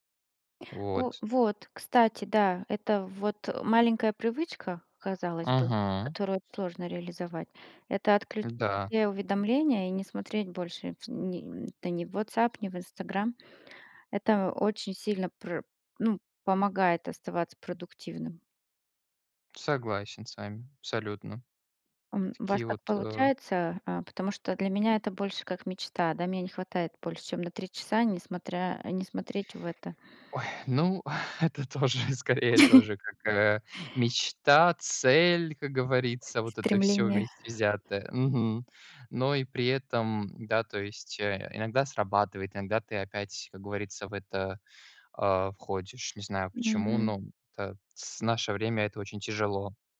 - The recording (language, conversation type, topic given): Russian, unstructured, Какие привычки помогают тебе оставаться продуктивным?
- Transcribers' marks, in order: tapping; other background noise; other noise; grunt; exhale; laughing while speaking: "тоже"; chuckle